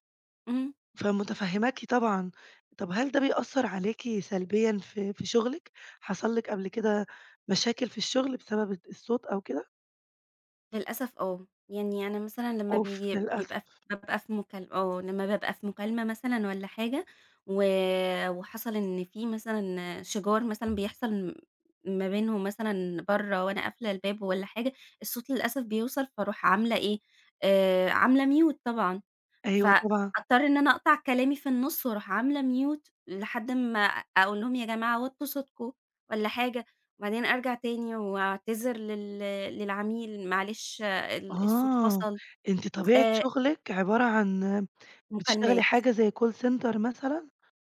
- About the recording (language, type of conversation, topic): Arabic, advice, إزاي المقاطعات الكتير في الشغل بتأثر على تركيزي وبتضيع وقتي؟
- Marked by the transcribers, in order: other background noise; in English: "mute"; in English: "mute"; tapping; in English: "كول سنتر"